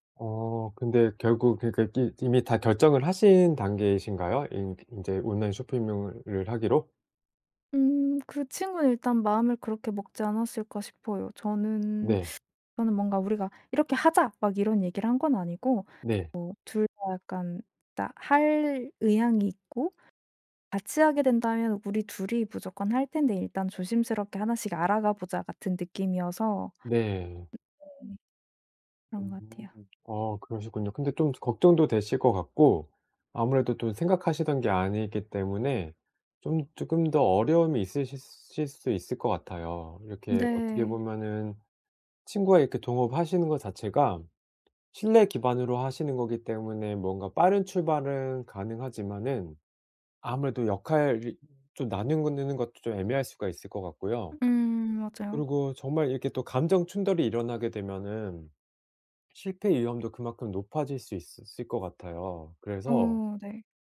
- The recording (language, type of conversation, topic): Korean, advice, 초보 창업자가 스타트업에서 팀을 만들고 팀원들을 효과적으로 관리하려면 어디서부터 시작해야 하나요?
- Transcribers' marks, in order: other background noise; tapping